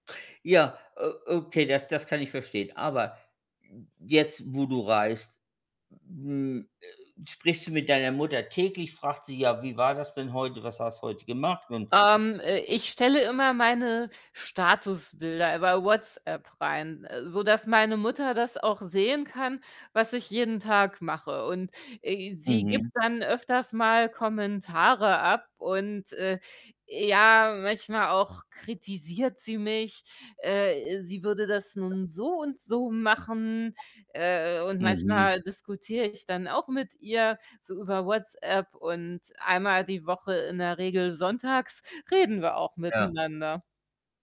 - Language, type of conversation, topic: German, unstructured, Wie gehst du damit um, wenn deine Familie deine Entscheidungen nicht akzeptiert?
- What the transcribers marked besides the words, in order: static; other background noise; distorted speech; unintelligible speech